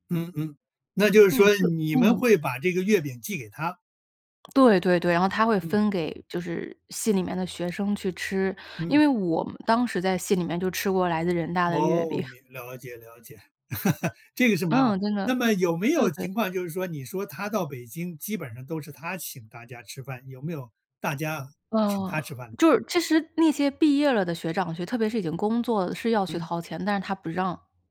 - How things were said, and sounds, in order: tapping; laughing while speaking: "饼"; laugh; other background noise
- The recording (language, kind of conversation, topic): Chinese, podcast, 你受益最深的一次导师指导经历是什么？